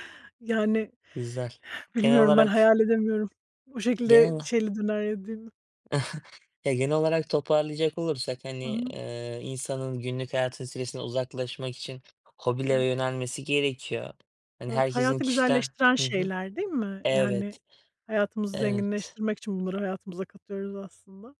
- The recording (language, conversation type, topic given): Turkish, unstructured, En sevdiğin hobi nedir ve onu neden seviyorsun?
- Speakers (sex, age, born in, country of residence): female, 40-44, Turkey, United States; male, 18-19, Turkey, Germany
- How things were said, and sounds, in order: chuckle; other background noise; other noise